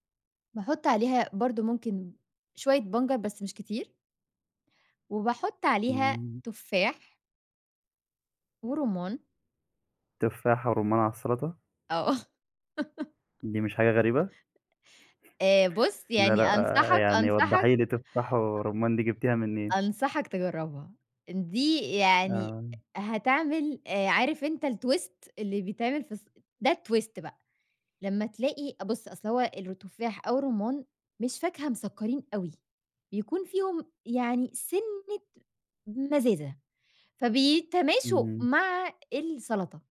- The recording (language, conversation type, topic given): Arabic, podcast, لو هتعمل عزومة بسيطة، هتقدّم إيه؟
- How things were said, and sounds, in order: laughing while speaking: "آه"; laugh; other noise; in English: "الtwist"; in English: "الtwist"